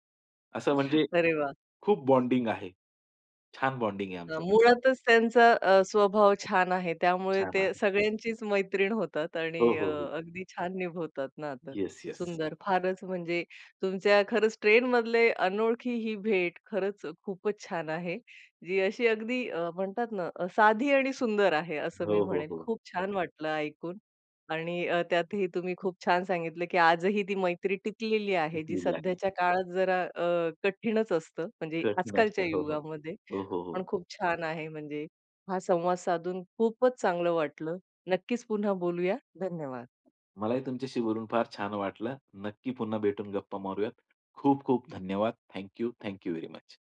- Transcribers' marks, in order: laughing while speaking: "अरे वाह!"; other background noise; in English: "बॉन्डिंग"; in English: "बॉन्डिंग"; in English: "थँक यू, थँक यू व्हेरी मच"
- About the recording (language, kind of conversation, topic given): Marathi, podcast, ट्रेनप्रवासात तुमची एखाद्या अनोळखी व्यक्तीशी झालेली संस्मरणीय भेट कशी घडली?